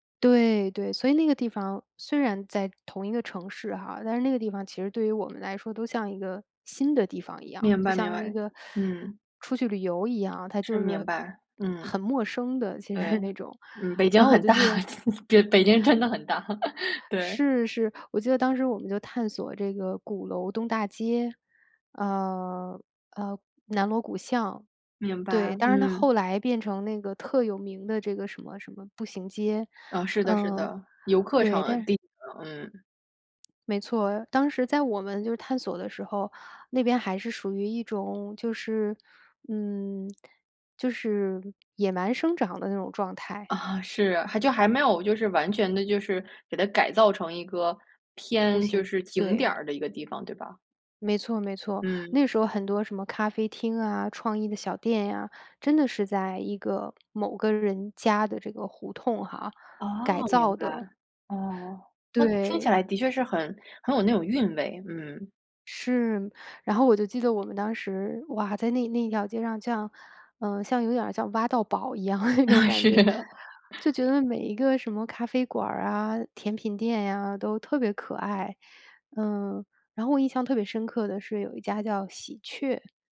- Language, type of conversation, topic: Chinese, podcast, 说说一次你意外发现美好角落的经历？
- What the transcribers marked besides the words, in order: teeth sucking; laughing while speaking: "那种"; laughing while speaking: "很大，就北京真的很大"; other background noise; laughing while speaking: "是"; laughing while speaking: "那种感觉"